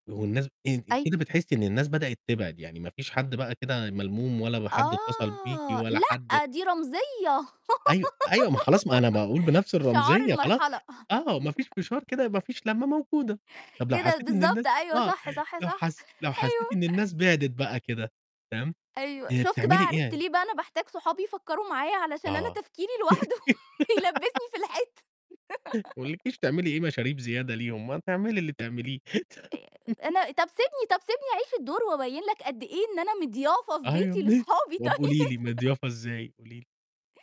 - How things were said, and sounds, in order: unintelligible speech; tapping; giggle; chuckle; laughing while speaking: "أيوه"; laugh; other noise; laughing while speaking: "لوحده يلبِّسني في الحيط"; laugh; laugh; laughing while speaking: "لأصحابي طيب"; laugh
- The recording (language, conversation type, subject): Arabic, podcast, إيه معنى اللمة بالنسبة لك، وبتحافظ عليها إزاي؟